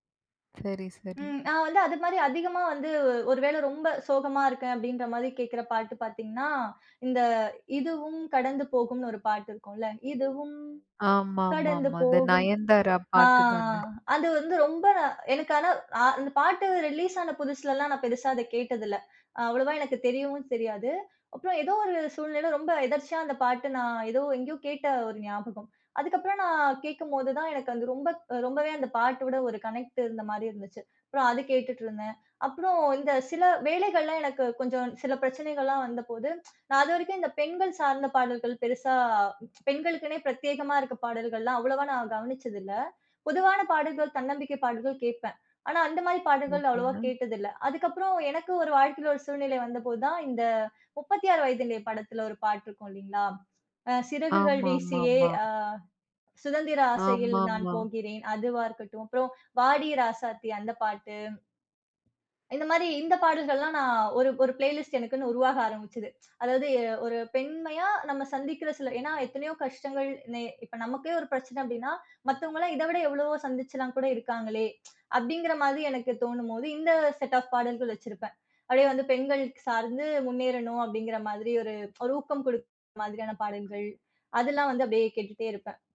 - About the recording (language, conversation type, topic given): Tamil, podcast, பயணத்தில் நீங்கள் திரும்பத் திரும்பக் கேட்கும் பாடல் எது?
- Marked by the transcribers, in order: singing: "இதுவும் கடந்து போகும்"; drawn out: "அ"; other background noise; in English: "பிளேலிஸ்ட்"; "கொடுக்குற" said as "கொடுக்"